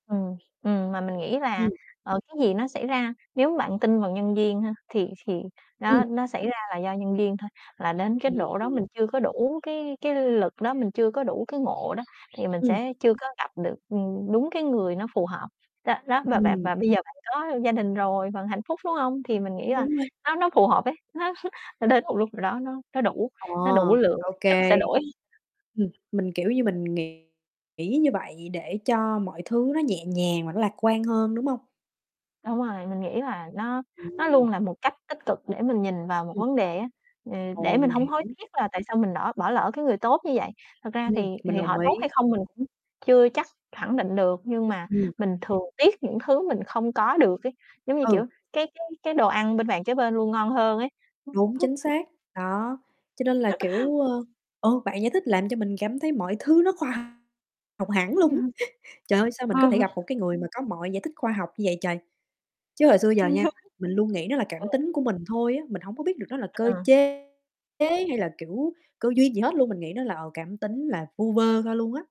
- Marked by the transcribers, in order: other background noise; distorted speech; bird; laughing while speaking: "Nó"; tapping; chuckle; laugh; chuckle; chuckle
- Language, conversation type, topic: Vietnamese, unstructured, Có nên tha thứ cho người đã làm tổn thương mình không?